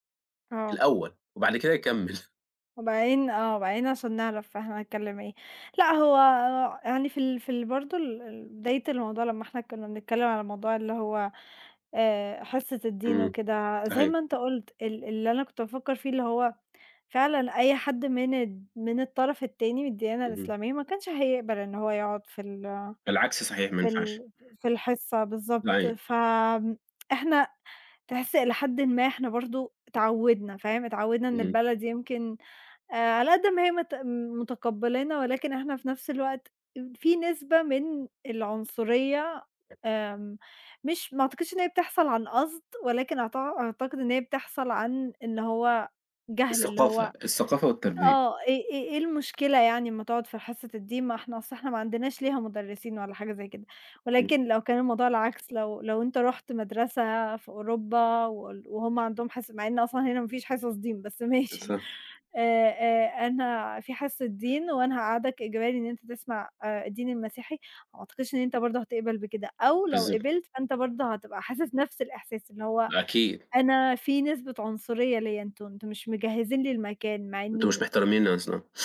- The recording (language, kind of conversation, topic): Arabic, unstructured, هل الدين ممكن يسبب انقسامات أكتر ما بيوحّد الناس؟
- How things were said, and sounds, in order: chuckle; other background noise; laughing while speaking: "ماشي"; tapping; unintelligible speech